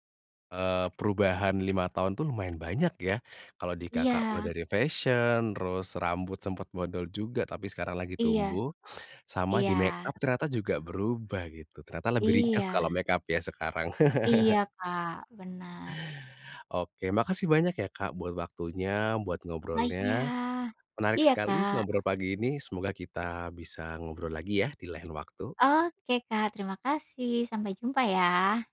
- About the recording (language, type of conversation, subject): Indonesian, podcast, Apa perbedaan gaya kamu hari ini dibandingkan lima tahun lalu?
- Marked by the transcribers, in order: other background noise; laugh